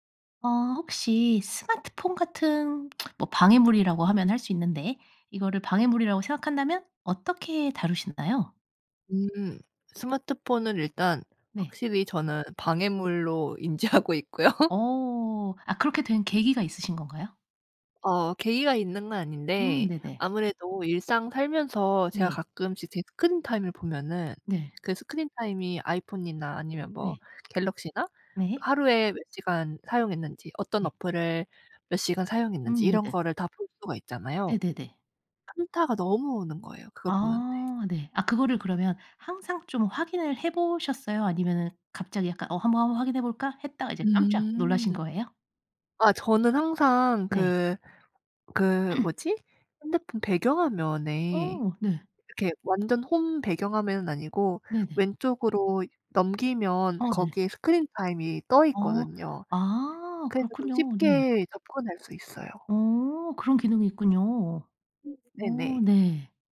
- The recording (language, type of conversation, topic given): Korean, podcast, 스마트폰 같은 방해 요소를 어떻게 관리하시나요?
- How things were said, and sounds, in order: tapping; laughing while speaking: "인지하고 있고요"; other background noise; throat clearing